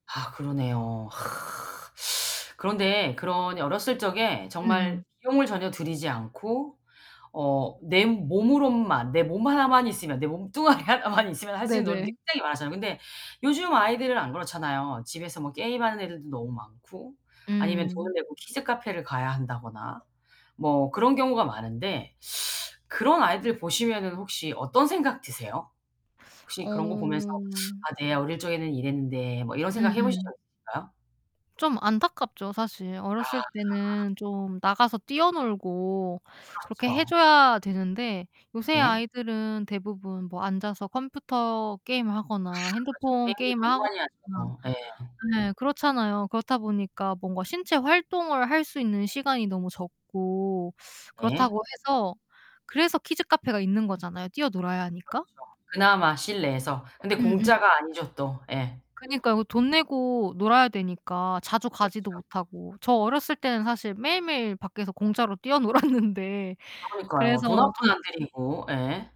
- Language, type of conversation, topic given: Korean, podcast, 어릴 때 가장 즐겨 하던 놀이는 무엇이었나요?
- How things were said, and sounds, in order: other noise; tapping; distorted speech; laughing while speaking: "몸뚱아리 하나만 있으면"; other background noise; laughing while speaking: "뛰어놀았는데"